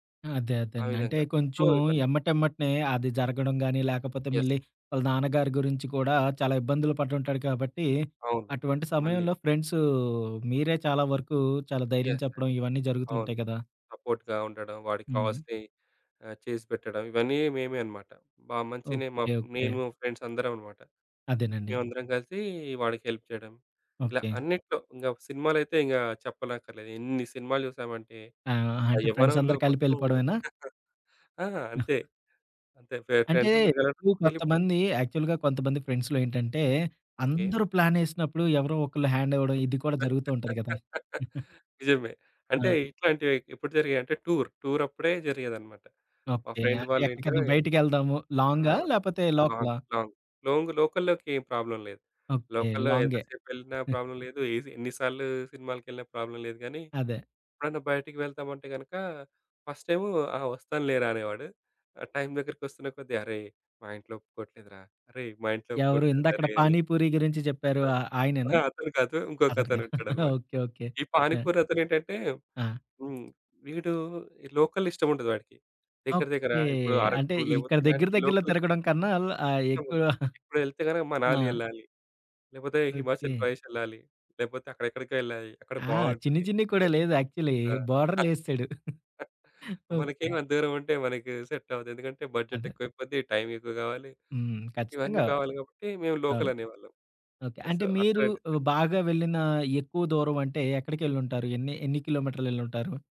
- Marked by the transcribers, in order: in English: "యెస్"; in English: "ఫ్రెండ్స్"; in English: "యెస్. యెస్"; in English: "సపోర్ట్‌గా"; in English: "హెల్ప్"; chuckle; giggle; in English: "యాక్చువల్‌గా"; in English: "ఫ్రెండ్స్‌లో"; laugh; giggle; other background noise; in English: "టూర్"; in English: "లాంగ్ లాంగ్"; in English: "లోకల్‌లో"; in English: "ప్రాబ్లమ్"; giggle; giggle; chuckle; tapping; in English: "లోకల్"; chuckle; in English: "యాక్చువల్లీ. బోర్డర్‌లేసేసాడు"; chuckle; in English: "బడ్జెట్"; in English: "సో"; in English: "డిస్కషన్"; in English: "కిలోమీటర్‌లెళ్ళుంటారు?"
- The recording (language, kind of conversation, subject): Telugu, podcast, రేడియో వినడం, స్నేహితులతో పక్కాగా సమయం గడపడం, లేక సామాజిక మాధ్యమాల్లో ఉండడం—మీకేం ఎక్కువగా ఆకర్షిస్తుంది?